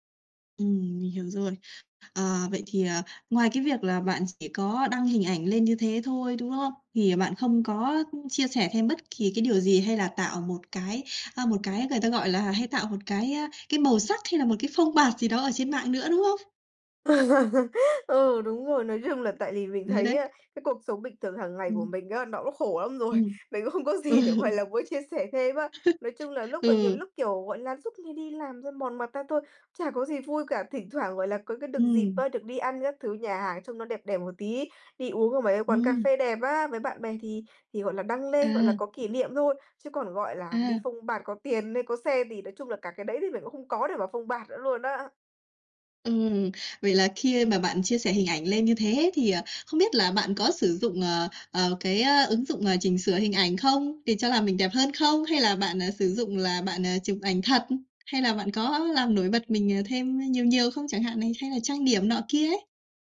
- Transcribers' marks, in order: tapping; laugh; laughing while speaking: "không có gì"; laugh
- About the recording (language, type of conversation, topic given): Vietnamese, advice, Làm sao để bớt đau khổ khi hình ảnh của bạn trên mạng khác với con người thật?